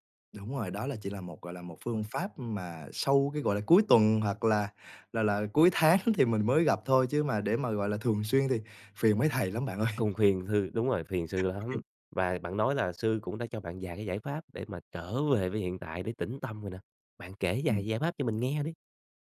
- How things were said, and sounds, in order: other background noise; chuckle; laughing while speaking: "ơi"
- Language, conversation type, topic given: Vietnamese, podcast, Bạn có bí quyết nào để giữ chánh niệm khi cuộc sống bận rộn không?